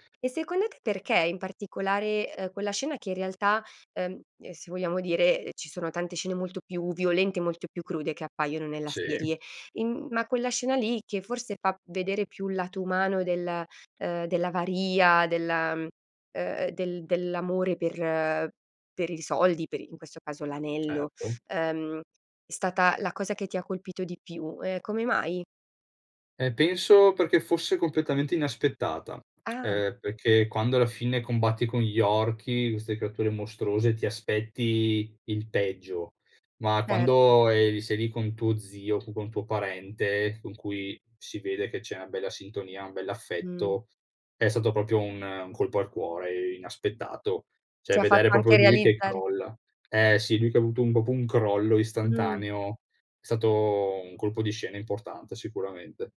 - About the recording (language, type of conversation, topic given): Italian, podcast, Raccontami del film che ti ha cambiato la vita
- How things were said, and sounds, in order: lip smack; "proprio" said as "propio"; "Cioè" said as "ceh"; "proprio" said as "propio"; "proprio" said as "popo"